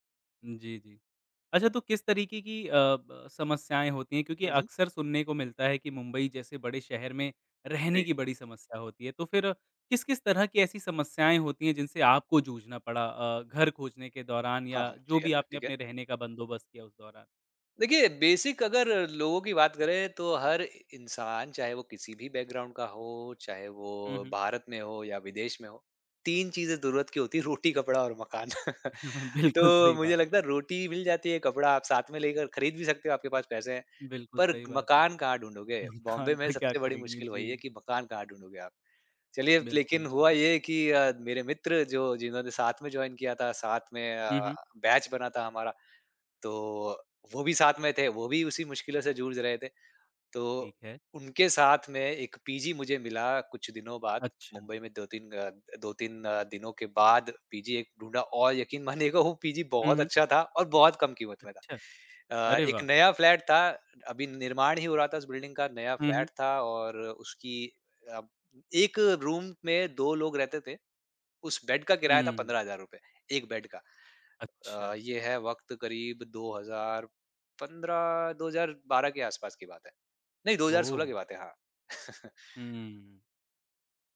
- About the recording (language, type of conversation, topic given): Hindi, podcast, प्रवास के दौरान आपको सबसे बड़ी मुश्किल क्या लगी?
- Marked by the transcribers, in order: tapping; in English: "बेसिक"; in English: "बैकग्राउंड"; laughing while speaking: "रोटी"; chuckle; laughing while speaking: "बिल्कुल सही बात"; chuckle; chuckle; laughing while speaking: "खान का"; in English: "जॉइन"; in English: "बैच"; laughing while speaking: "मानिएगा, वो"; in English: "फ्लैट"; in English: "बिल्डिंग"; in English: "फ्लैट"; in English: "रूम"; chuckle